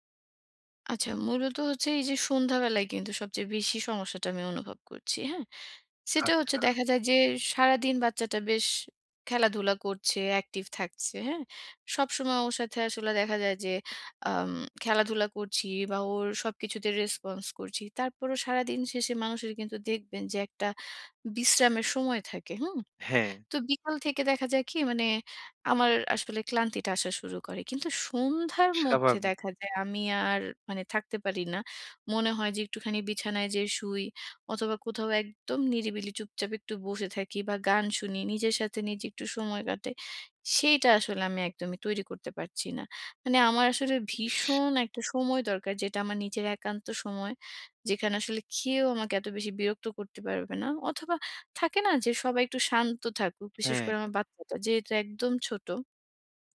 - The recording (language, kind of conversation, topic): Bengali, advice, সন্ধ্যায় কীভাবে আমি শান্ত ও নিয়মিত রুটিন গড়ে তুলতে পারি?
- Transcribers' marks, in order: none